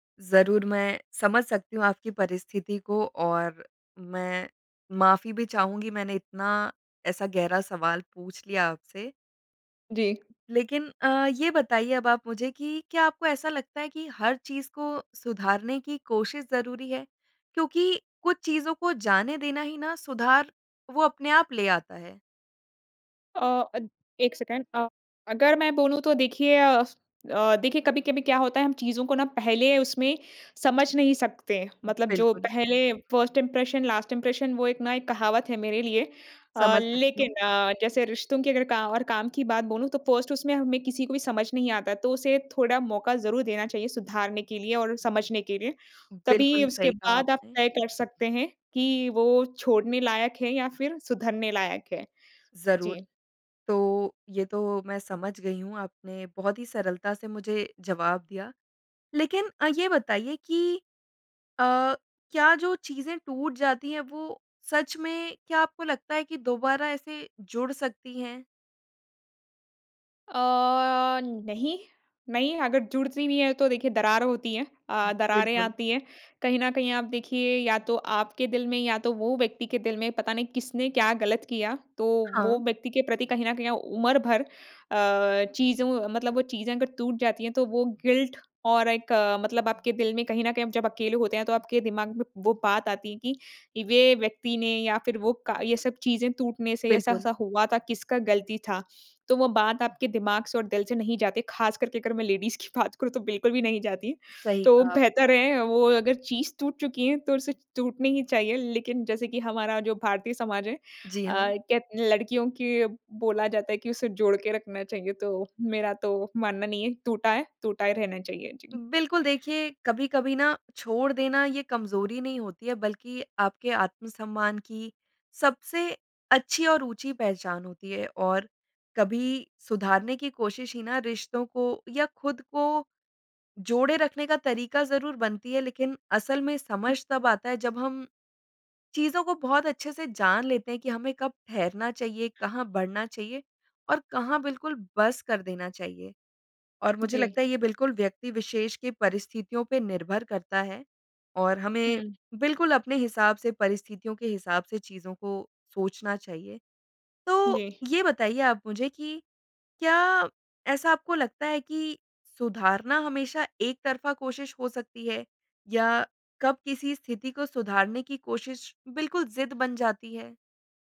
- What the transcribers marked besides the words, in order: tapping; other background noise; in English: "फ़र्स्ट इम्प्रेशन लास्ट इम्प्रेशन"; in English: "फ़र्स्ट"; in English: "गिल्ट"; laughing while speaking: "लेडीज़ की बात"
- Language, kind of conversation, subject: Hindi, podcast, किसी रिश्ते, काम या स्थिति में आप यह कैसे तय करते हैं कि कब छोड़ देना चाहिए और कब उसे सुधारने की कोशिश करनी चाहिए?